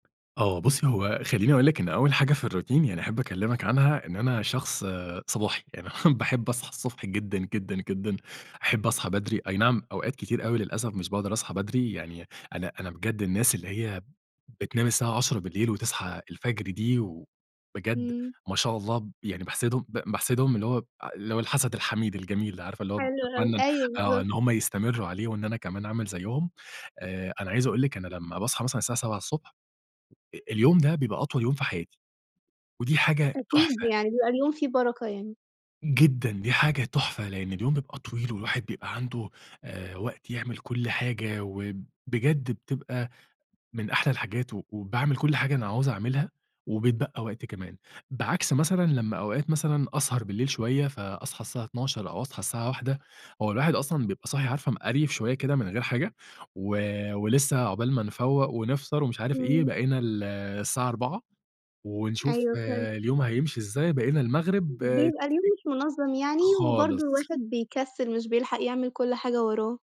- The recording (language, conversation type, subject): Arabic, podcast, إزاي بتبدأ يومك أول ما تصحى؟
- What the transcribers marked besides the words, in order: tapping; in English: "الRoutine"; chuckle; unintelligible speech